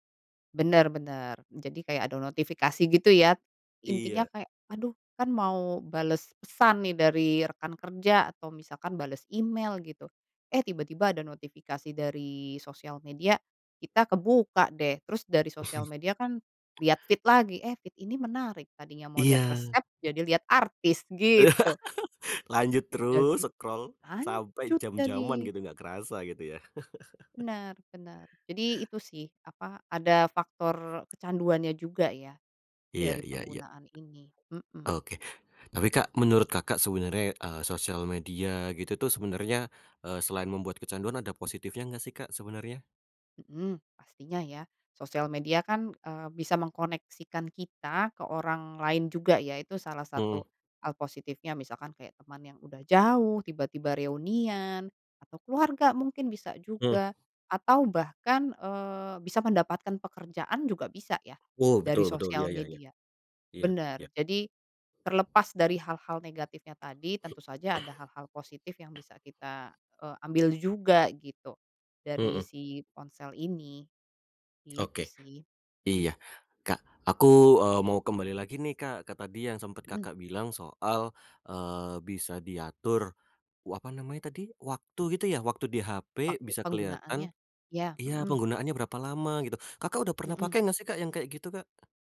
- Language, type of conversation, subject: Indonesian, podcast, Menurut kamu, apa tanda-tanda bahwa seseorang kecanduan ponsel?
- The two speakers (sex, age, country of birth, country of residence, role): female, 35-39, Indonesia, Germany, guest; male, 25-29, Indonesia, Indonesia, host
- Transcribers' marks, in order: chuckle; laugh; in English: "scroll"; chuckle; other background noise; tapping; throat clearing